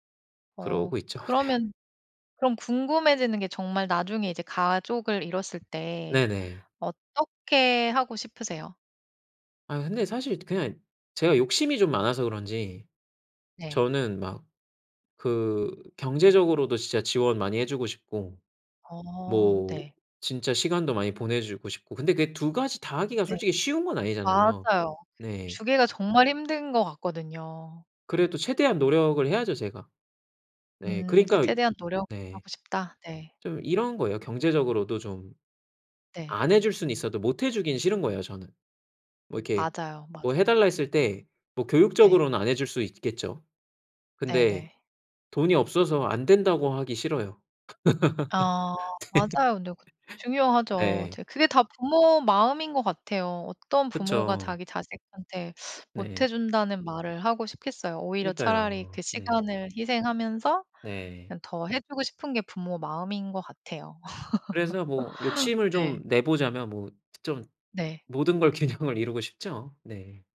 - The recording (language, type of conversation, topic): Korean, podcast, 가족 관계에서 깨달은 중요한 사실이 있나요?
- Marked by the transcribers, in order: laughing while speaking: "네"; laugh; laughing while speaking: "네"; laugh; laugh; tapping; laughing while speaking: "균형을"